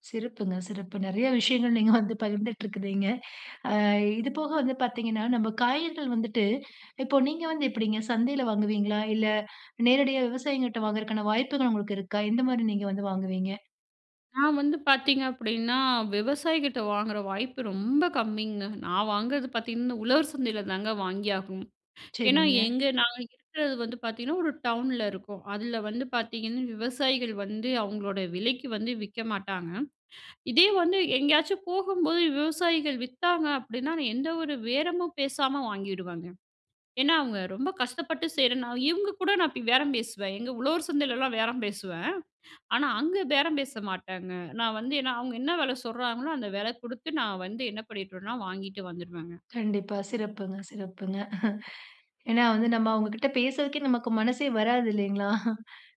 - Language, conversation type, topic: Tamil, podcast, பருவத்திற்கு ஏற்ற பழங்களையும் காய்கறிகளையும் நீங்கள் எப்படி தேர்வு செய்கிறீர்கள்?
- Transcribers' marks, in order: drawn out: "ரொம்ப"; "பண்ணிட்டுவேன்னா" said as "பண்ணிட்ருவேன்னா"; chuckle; laughing while speaking: "ஏன்னா வந்து நம்ம அவுங்கக்கிட்ட பேசுறதுக்கே நமக்கு மனசே வராது இல்லேங்களா!"